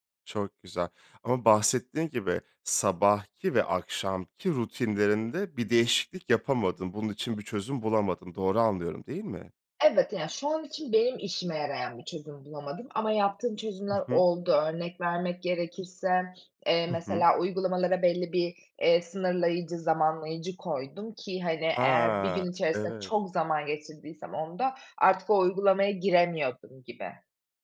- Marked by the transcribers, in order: none
- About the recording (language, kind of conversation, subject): Turkish, podcast, Ekran süresini sınırlamak için ne yapıyorsun?
- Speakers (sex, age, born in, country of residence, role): female, 25-29, Turkey, Germany, guest; male, 30-34, Turkey, France, host